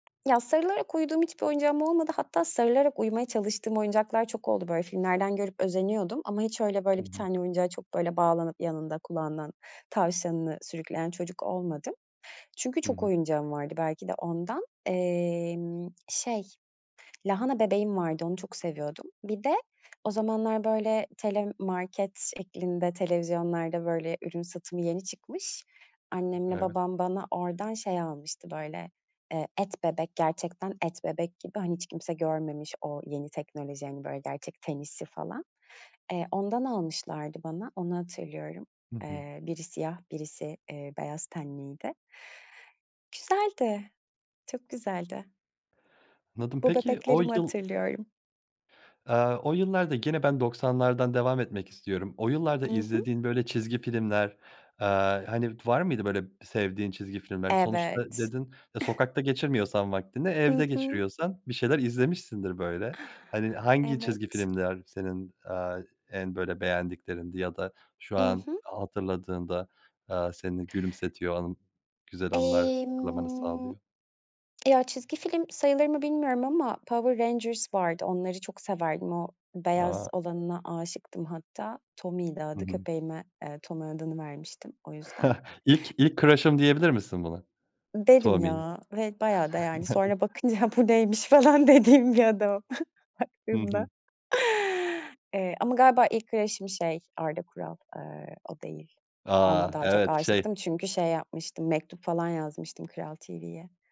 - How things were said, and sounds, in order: tapping; other background noise; chuckle; drawn out: "Emm"; chuckle; in English: "crush'ım"; chuckle; laughing while speaking: "bakınca bu neymiş falan dediğim bir adam baktığımda"; in English: "crush'ım"
- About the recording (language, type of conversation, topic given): Turkish, podcast, Çocukken en çok sevdiğin oyuncak ya da oyun konsolu hangisiydi ve onunla ilgili neler hatırlıyorsun?